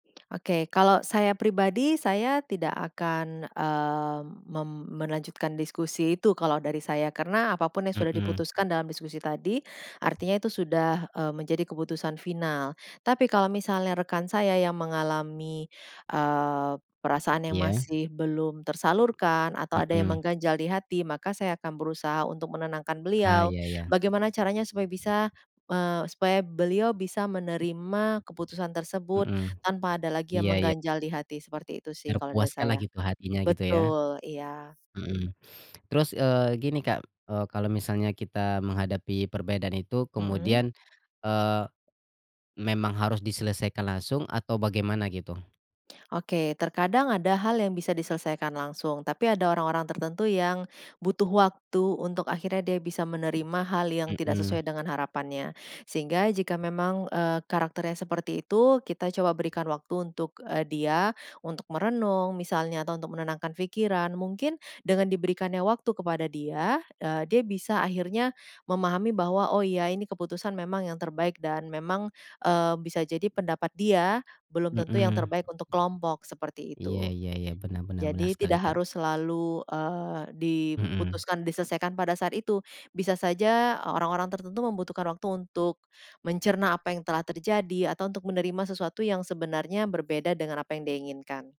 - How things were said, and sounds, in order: other background noise; tapping
- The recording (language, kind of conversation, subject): Indonesian, unstructured, Bagaimana kamu biasanya menyikapi perbedaan pendapat?
- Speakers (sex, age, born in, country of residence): female, 40-44, Indonesia, Indonesia; male, 25-29, Indonesia, Indonesia